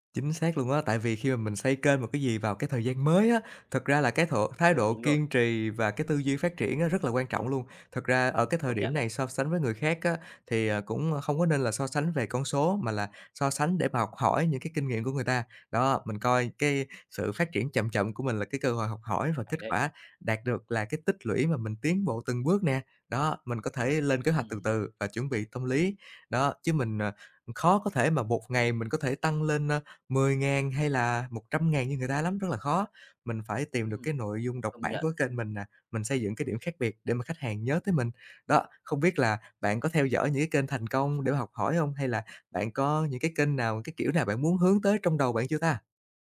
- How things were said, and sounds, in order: "độ" said as "thộ"; tapping; other background noise
- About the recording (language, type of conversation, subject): Vietnamese, advice, Làm thế nào để ngừng so sánh bản thân với người khác để không mất tự tin khi sáng tạo?